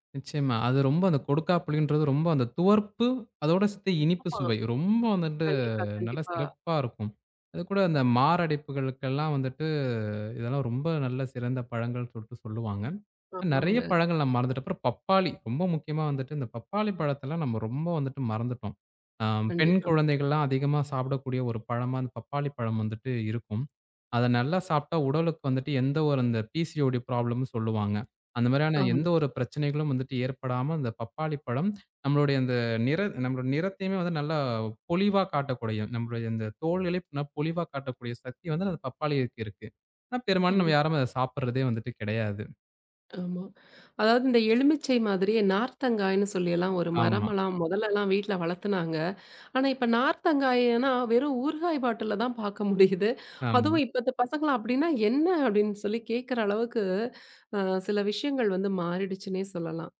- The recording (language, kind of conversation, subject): Tamil, podcast, பருவத்துக்கேற்ப பழங்களை வாங்கி சாப்பிட்டால் என்னென்ன நன்மைகள் கிடைக்கும்?
- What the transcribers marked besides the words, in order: other noise; unintelligible speech; drawn out: "வந்துட்டு"; in English: "பிசிஓடி ப்ராப்ளம்ன்னு"; tapping; laughing while speaking: "பார்க்க முடியுது"